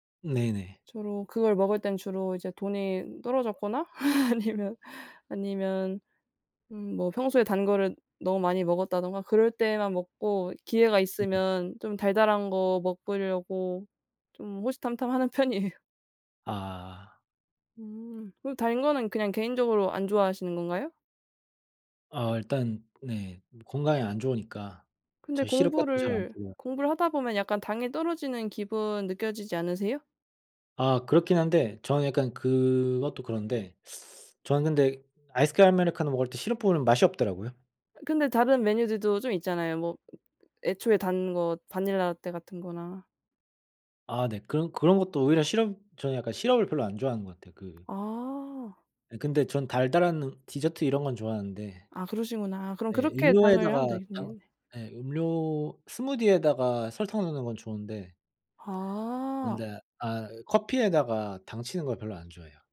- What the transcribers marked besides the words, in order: laughing while speaking: "아니면"; other background noise; laughing while speaking: "편이에요"; background speech; teeth sucking; tapping
- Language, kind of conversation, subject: Korean, unstructured, 어떻게 하면 공부에 대한 흥미를 잃지 않을 수 있을까요?